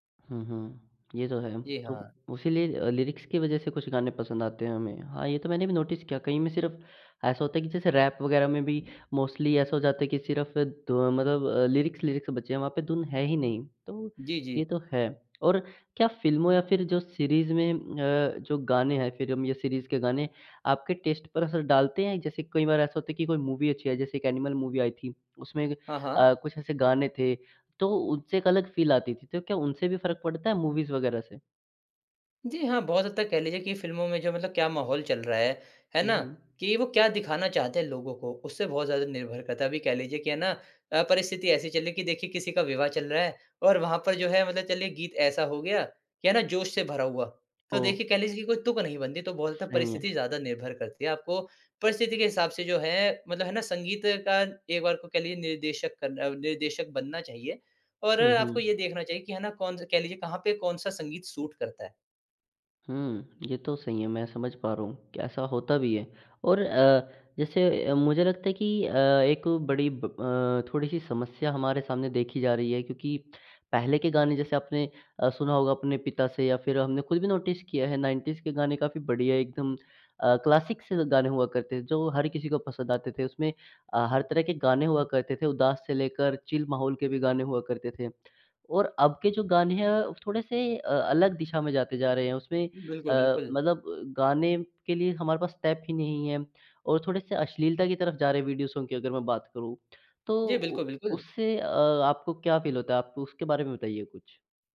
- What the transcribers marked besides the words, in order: in English: "लिरिक्स"; in English: "नोटिस"; in English: "रैप"; in English: "मोस्टली"; in English: "लिरिक्स-लिरिक्स"; in English: "टेस्ट"; in English: "मूवी"; in English: "एनिमल मूवी"; in English: "फ़ील"; in English: "मूवीज़"; tapping; in English: "सूट"; in English: "नोटिस"; in English: "नाइनटीज़"; in English: "क्लासिक"; in English: "चिल"; in English: "स्टेप"; in English: "वीडियो सॉन्ग"; in English: "फ़ील"
- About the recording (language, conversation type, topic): Hindi, podcast, तुम्हारी संगीत पहचान कैसे बनती है, बताओ न?